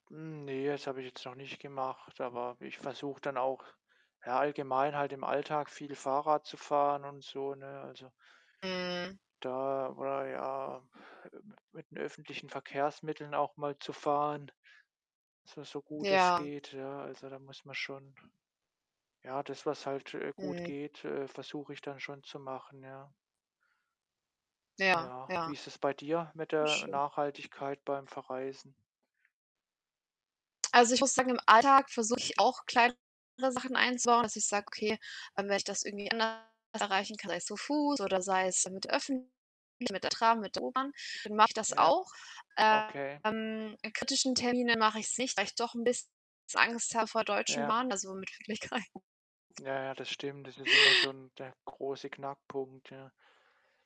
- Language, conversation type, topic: German, unstructured, Was findest du an Kreuzfahrten problematisch?
- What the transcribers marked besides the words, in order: static; distorted speech; other background noise; unintelligible speech